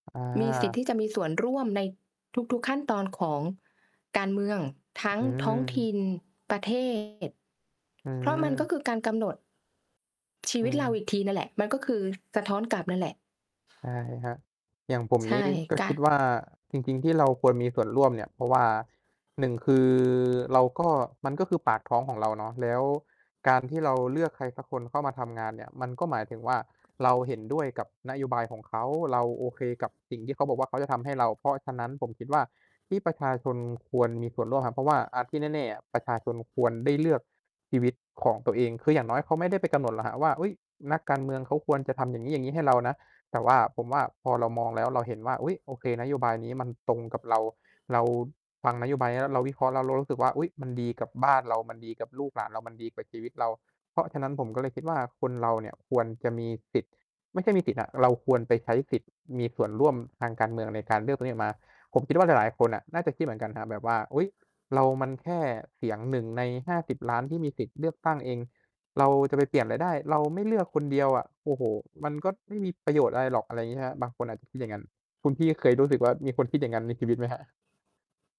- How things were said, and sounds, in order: distorted speech; other background noise; tapping
- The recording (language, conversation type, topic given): Thai, unstructured, คุณคิดว่าประชาชนควรมีส่วนร่วมทางการเมืองมากแค่ไหน?